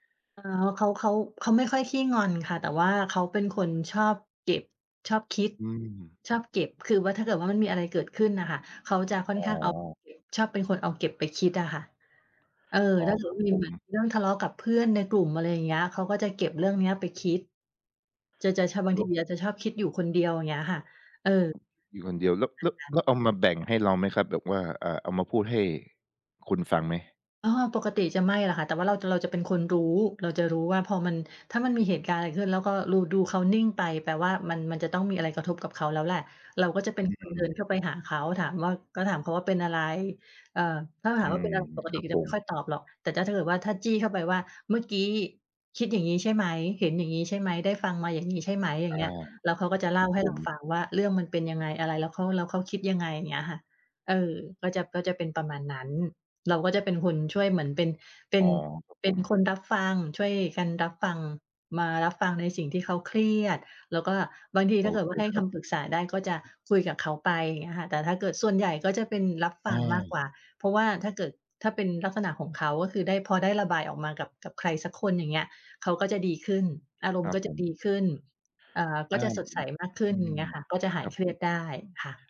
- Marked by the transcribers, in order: tapping; unintelligible speech; other background noise
- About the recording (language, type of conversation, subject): Thai, advice, จะบอกเลิกความสัมพันธ์หรือมิตรภาพอย่างไรให้สุภาพและให้เกียรติอีกฝ่าย?
- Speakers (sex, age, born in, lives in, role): female, 45-49, Thailand, Thailand, user; male, 25-29, Thailand, Thailand, advisor